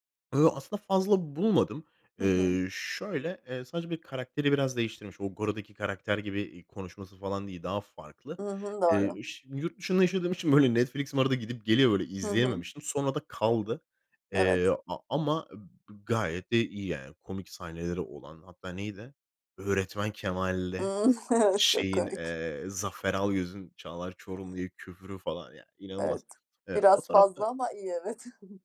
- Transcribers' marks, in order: laughing while speaking: "evet"; other background noise; chuckle
- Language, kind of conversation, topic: Turkish, podcast, Favori yerli sanatçın kim ve onu neden seviyorsun?